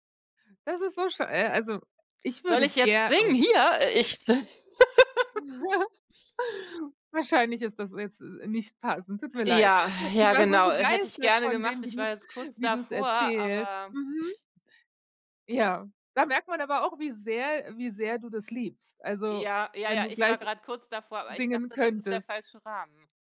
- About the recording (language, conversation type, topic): German, podcast, Wie findest du deine persönliche Stimme als Künstler:in?
- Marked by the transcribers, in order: other background noise; chuckle; laugh